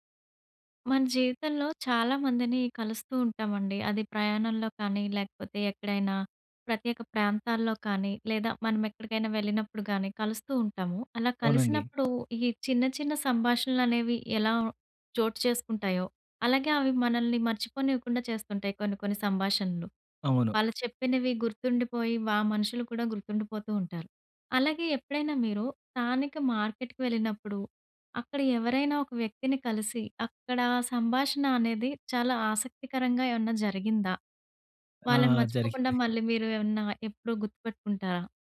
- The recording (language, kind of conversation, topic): Telugu, podcast, ఒక స్థానిక మార్కెట్‌లో మీరు కలిసిన విక్రేతతో జరిగిన సంభాషణ మీకు ఎలా గుర్తుంది?
- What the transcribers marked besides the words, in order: other background noise; in English: "మార్కెట్‌కి"; chuckle